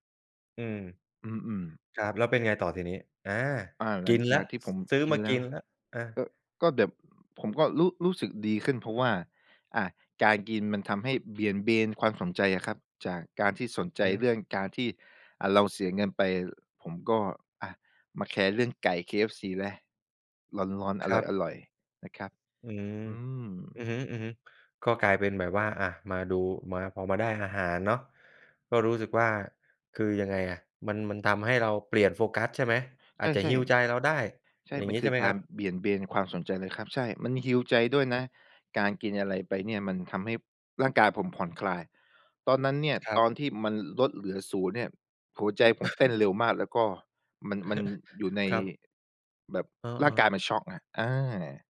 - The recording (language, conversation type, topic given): Thai, podcast, ทำยังไงถึงจะหาแรงจูงใจได้เมื่อรู้สึกท้อ?
- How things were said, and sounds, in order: in English: "heal"; in English: "heal"; tapping; chuckle